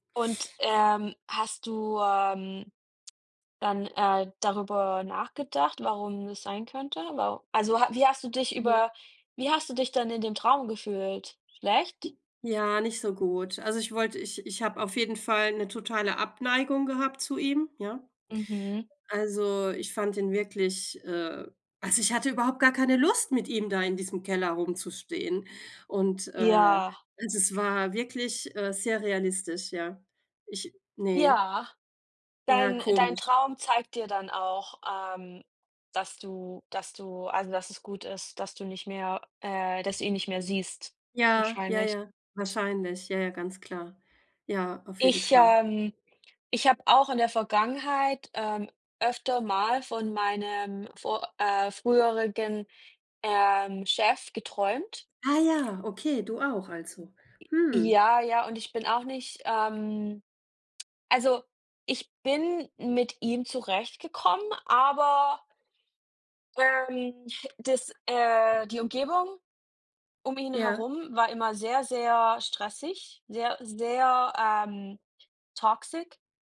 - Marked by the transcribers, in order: other background noise; tapping; "früheren" said as "früherigen"; in English: "toxic"
- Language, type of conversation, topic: German, unstructured, Was fasziniert dich am meisten an Träumen, die sich so real anfühlen?